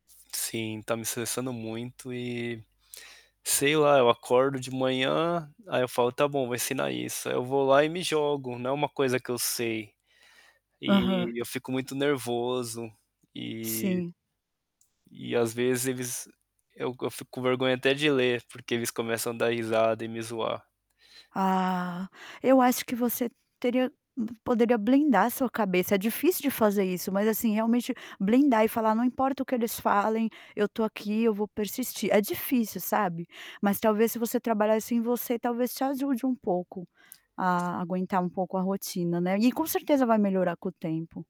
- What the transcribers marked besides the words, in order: tapping; other background noise
- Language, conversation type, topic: Portuguese, advice, Como o estresse causado pela sobrecarga de trabalho tem afetado você?
- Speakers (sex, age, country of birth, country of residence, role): female, 40-44, Brazil, United States, advisor; male, 35-39, Brazil, Canada, user